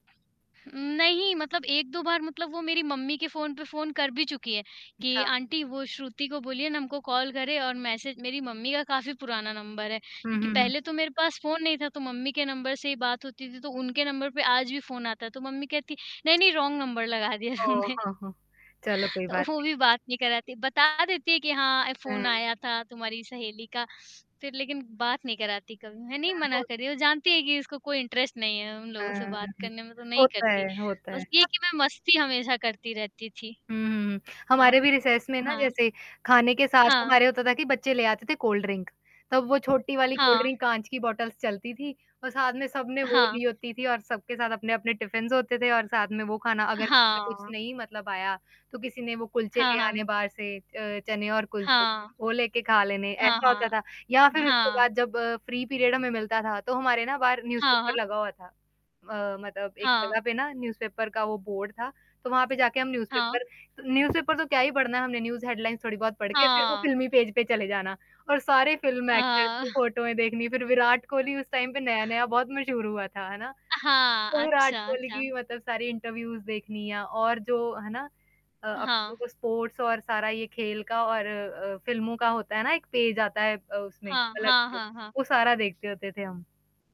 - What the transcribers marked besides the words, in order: static; in English: "आंटी"; in English: "कॉल"; in English: "रॉन्ग"; laughing while speaking: "लगा दिया तुमने"; distorted speech; laughing while speaking: "तो वो"; in English: "इंटरेस्ट"; other background noise; in English: "रिसेस"; in English: "बॉटल्स"; in English: "टिफिन्स"; in English: "फ्री पीरियड"; in English: "न्यूज़ पेपर"; in English: "न्यूज़ पेपर"; in English: "न्यूज़ पेपर"; in English: "न्यूज़ पेपर"; in English: "न्यूज़ हेडलाइन्स"; in English: "एक्टर्स"; in English: "टाइम"; in English: "इंटरव्यूज़"; in English: "स्पोर्ट्स"
- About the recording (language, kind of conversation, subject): Hindi, unstructured, आपके स्कूल की सबसे यादगार याद कौन सी है?